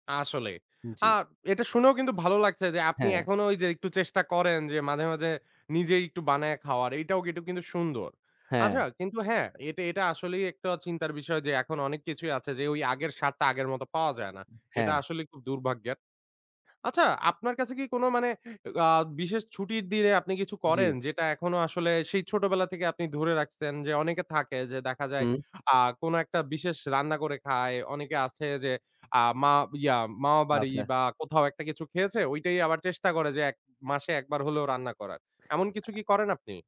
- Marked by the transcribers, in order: none
- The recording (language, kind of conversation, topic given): Bengali, podcast, কোন খাবার তোমাকে বাড়ির কথা মনে করায়?